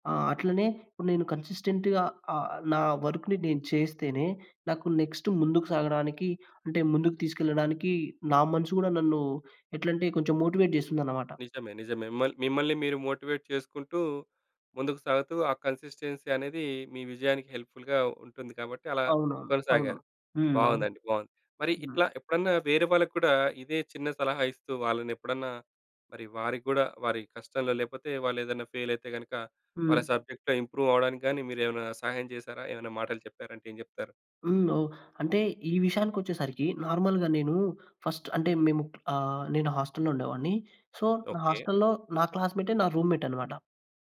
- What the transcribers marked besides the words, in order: in English: "కన్సిస్టెంట్‌గా"; in English: "వర్క్‌ని"; in English: "నెక్స్ట్"; in English: "మోటివేట్"; in English: "మోటివేట్"; in English: "కన్సిస్‌టెన్సీ"; in English: "హెల్ప్ ఫుల్‌గా"; tapping; in English: "ఫెయిల్"; in English: "సబ్జెక్ట్‌లో ఇంప్రూవ్"; in English: "నార్మల్‌గా"; in English: "ఫస్ట్"; in English: "సో"; in English: "రూమ్‌మేట్"
- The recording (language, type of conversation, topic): Telugu, podcast, ప్రతి రోజు చిన్న విజయాన్ని సాధించడానికి మీరు అనుసరించే పద్ధతి ఏమిటి?